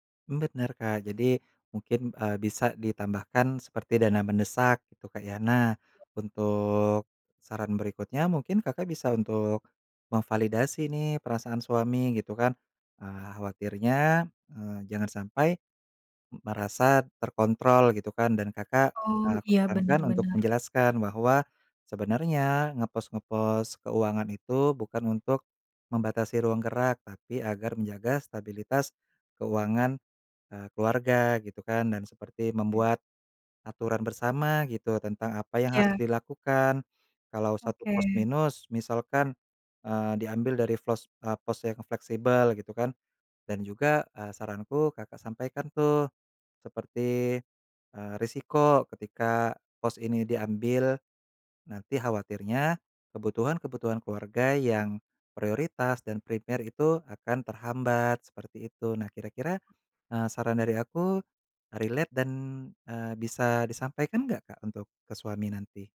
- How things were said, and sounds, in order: "Bener" said as "Bedner"; other background noise; in English: "prepare"; in English: "relate"
- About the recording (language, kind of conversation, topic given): Indonesian, advice, Mengapa saya sering bertengkar dengan pasangan tentang keuangan keluarga, dan bagaimana cara mengatasinya?